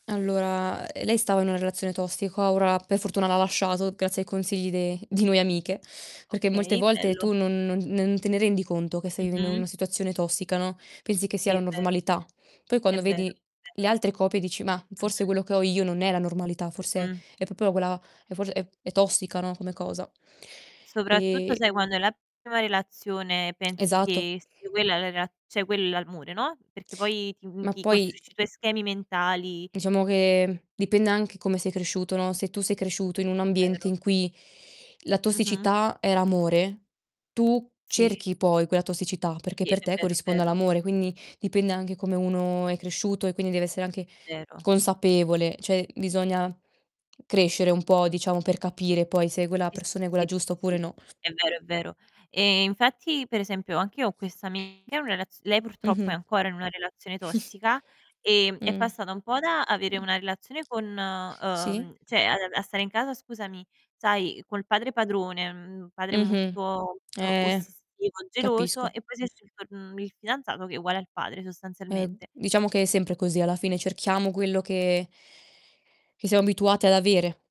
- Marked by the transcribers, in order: other background noise; laughing while speaking: "di"; distorted speech; "proprio" said as "popo"; "cioè" said as "ceh"; tapping; "Cioè" said as "ceh"; chuckle; "cioè" said as "ceh"
- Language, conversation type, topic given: Italian, unstructured, Come fai a capire se una relazione è tossica?